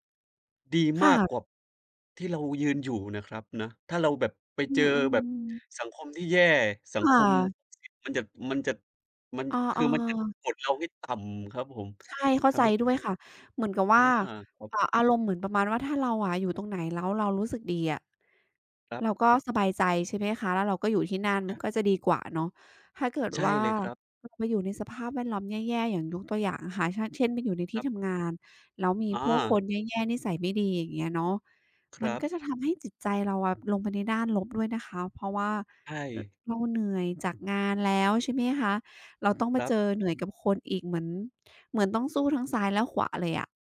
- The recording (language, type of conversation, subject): Thai, unstructured, อนาคตที่ดีสำหรับคุณมีลักษณะอย่างไร?
- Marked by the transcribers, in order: other background noise